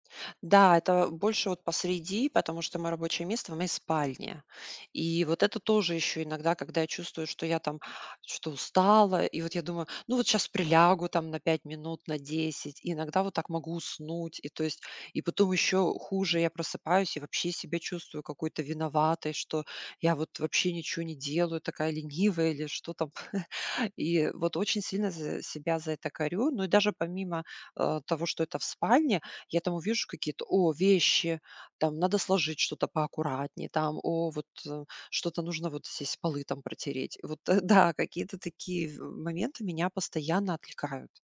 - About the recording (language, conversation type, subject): Russian, advice, Почему мне не удаётся придерживаться утренней или рабочей рутины?
- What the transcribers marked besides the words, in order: chuckle